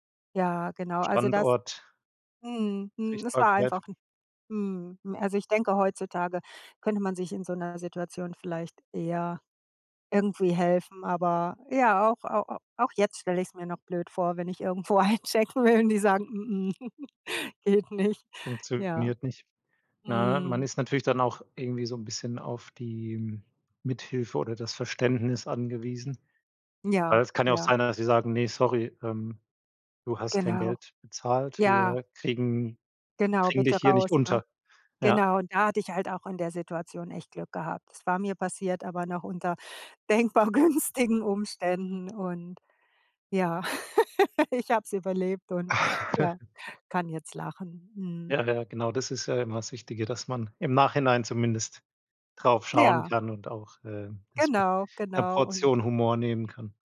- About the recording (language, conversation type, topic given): German, podcast, Welche Reisepanne ist dir in Erinnerung geblieben?
- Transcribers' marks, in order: laughing while speaking: "einchecken will"; other background noise; other noise; chuckle; laughing while speaking: "geht nicht"; laughing while speaking: "denkbar günstigen"; laugh; chuckle